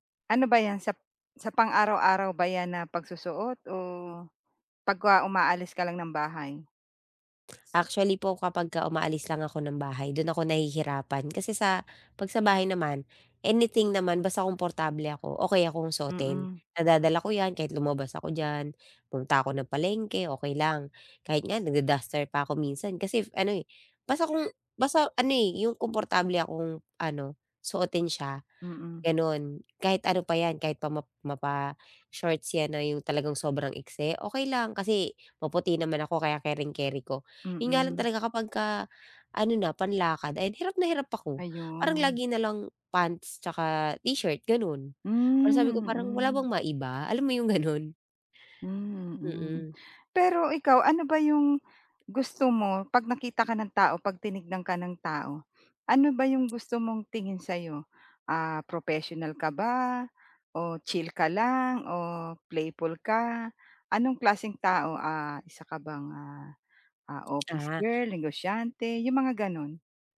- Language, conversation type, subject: Filipino, advice, Paano ko matutuklasan ang sarili kong estetika at panlasa?
- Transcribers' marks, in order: other background noise; tapping